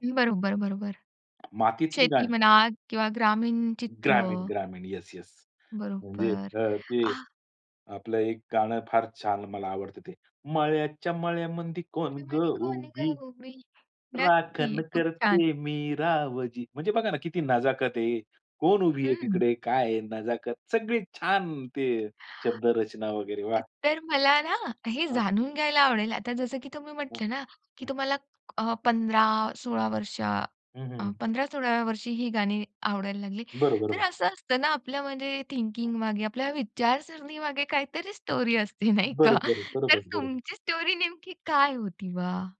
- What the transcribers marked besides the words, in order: tapping; singing: "मळ्याच्या मळ्यामध्ये कोण ग उभी? राखण करते मी रावजी"; singing: "मळ्यामध्ये कोण गं उभी?"; other background noise; in English: "स्टोरी"; laughing while speaking: "नाही का"; in English: "स्टोरी"
- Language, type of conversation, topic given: Marathi, podcast, तुमच्या संगीताच्या आवडीत नेमका कधी मोठा बदल झाला?